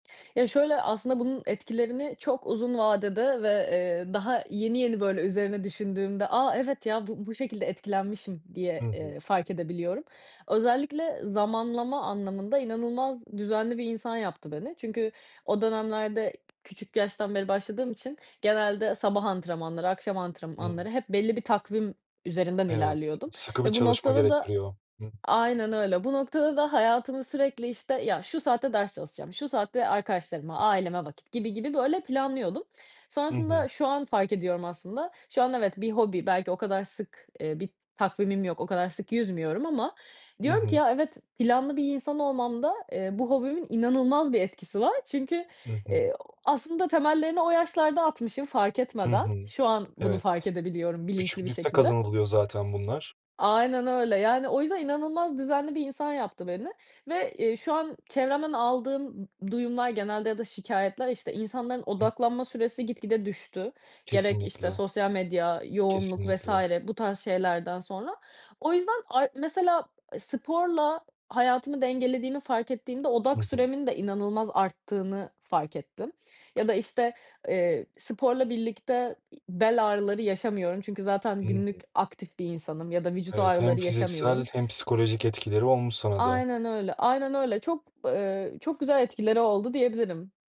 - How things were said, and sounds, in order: other background noise
- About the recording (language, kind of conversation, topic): Turkish, podcast, Hobilerinden birini ilk kez nasıl keşfettin?